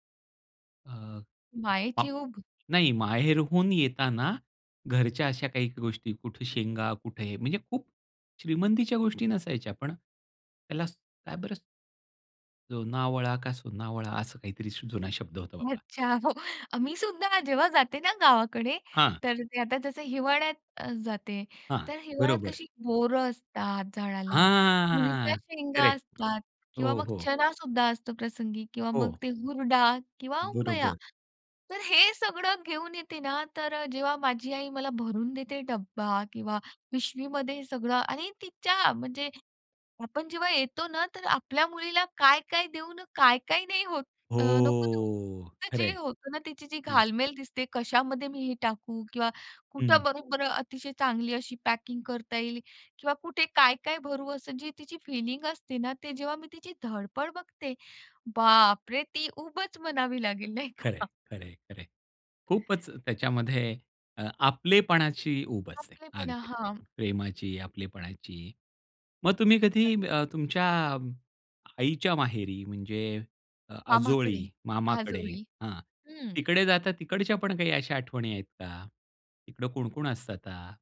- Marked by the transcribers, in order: other background noise; tapping; laughing while speaking: "अच्छा, हो"; drawn out: "हां!"; in English: "करेक्ट"; anticipating: "आपल्या मुलीला काय-काय देऊन काय-काय नाही होतं"; drawn out: "हो!"; in English: "पॅकिंग"; in English: "फिलिंग"; anticipating: "बाप रे!"; laughing while speaking: "नाही का?"
- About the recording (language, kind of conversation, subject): Marathi, podcast, तुम्हाला घरातील उब कशी जाणवते?